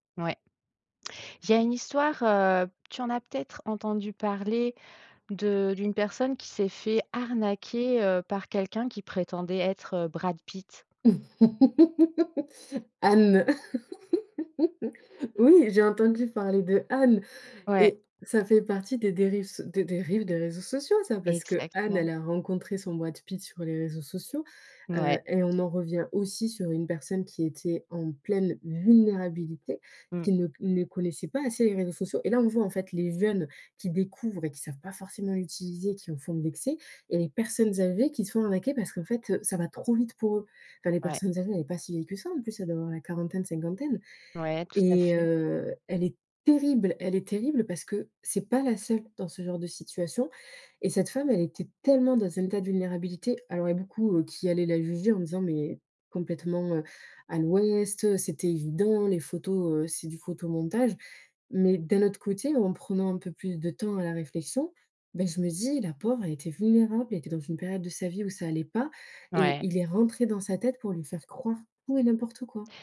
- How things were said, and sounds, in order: chuckle; tapping
- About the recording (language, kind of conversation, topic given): French, podcast, Les réseaux sociaux renforcent-ils ou fragilisent-ils nos liens ?